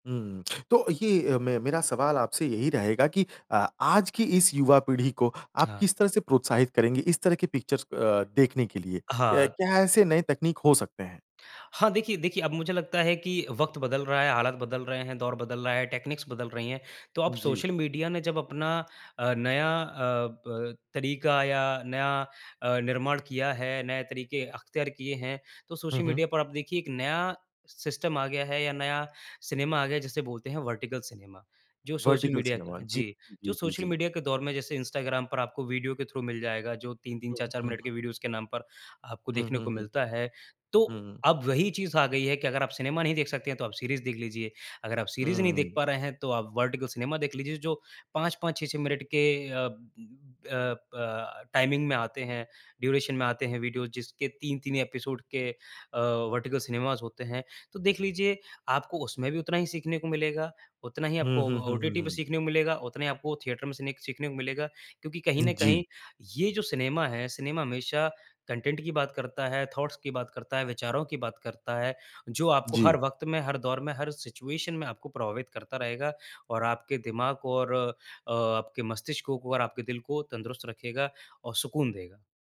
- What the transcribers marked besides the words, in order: in English: "पिक्चर्स"; in English: "टेक्नीक्स"; in English: "सिस्टम"; in English: "वर्टिकल"; in English: "वर्टिकल"; in English: "थ्रू"; in English: "सीरीज़"; in English: "सीरीज़"; in English: "टाइमिंग"; in English: "ड्यूरेशन"; in English: "वर्टिकल सिनेमाज़"; in English: "थिएटर"; in English: "कंटेंट"; in English: "थॉट्स"; in English: "सिचुएशन"
- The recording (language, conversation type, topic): Hindi, podcast, आपकी पसंदीदा फ़िल्म कौन-सी है और आपको वह क्यों पसंद है?